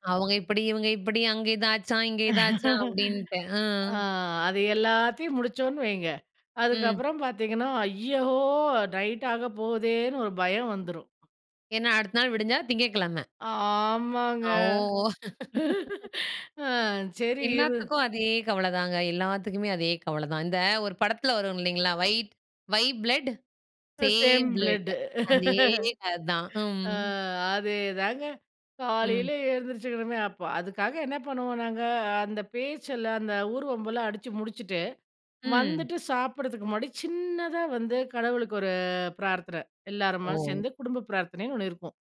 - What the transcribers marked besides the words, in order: laugh; drawn out: "ஆமாங்க"; laugh; laughing while speaking: "ஆ, சரி, இரு"; in English: "சேம் ப்ளட்"; in English: "வை வை ப்ளட் சேம் ப்ளட்"; laugh; drawn out: "ஆ"; "அதே" said as "அந்தே"
- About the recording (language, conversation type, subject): Tamil, podcast, உங்கள் பிடித்த பொழுதுபோக்கு என்ன, அதைப் பற்றிக் கொஞ்சம் சொல்ல முடியுமா?